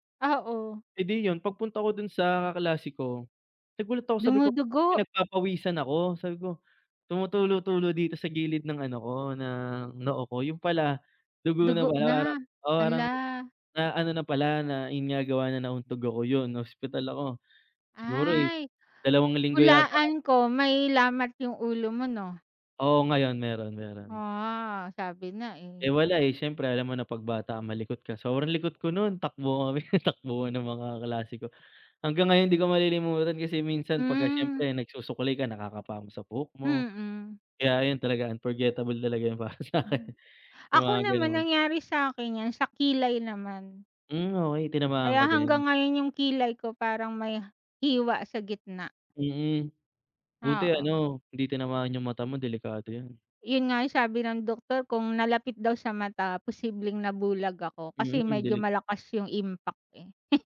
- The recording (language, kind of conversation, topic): Filipino, unstructured, Paano mo ikinukumpara ang pag-aaral sa internet at ang harapang pag-aaral, at ano ang pinakamahalagang natutuhan mo sa paaralan?
- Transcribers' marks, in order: chuckle; laughing while speaking: "para sa akin"; chuckle